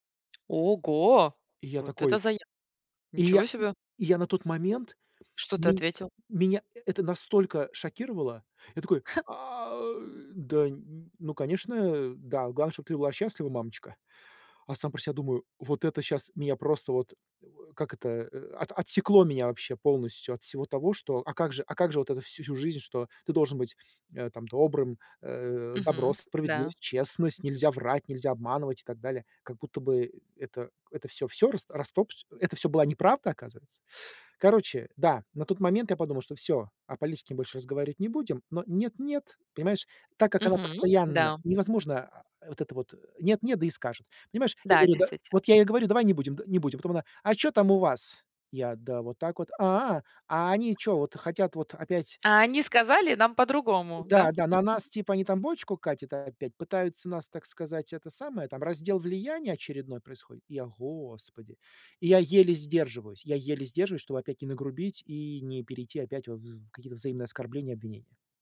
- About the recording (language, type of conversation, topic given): Russian, advice, Как сохранить близкие отношения, когда в жизни происходит много изменений и стресса?
- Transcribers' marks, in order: tapping; surprised: "Ого! Вот это зая Ничего себе!"; other background noise; chuckle; put-on voice: "А чё там у вас?"; put-on voice: "А, а они чё вот хотят вот опять"; chuckle